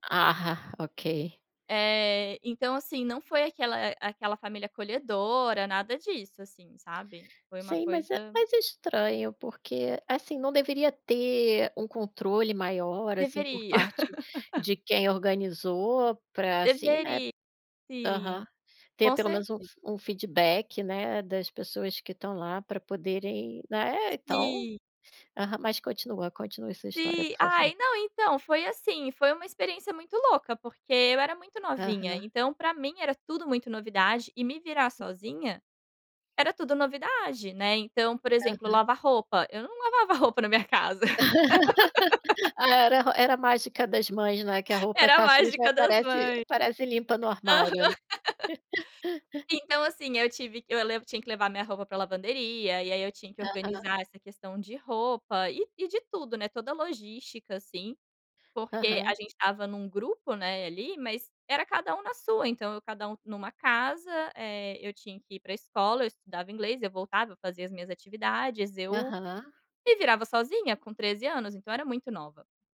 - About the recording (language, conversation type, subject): Portuguese, podcast, Como foi sua primeira viagem solo?
- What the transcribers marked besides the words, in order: laugh; other noise; laugh; laugh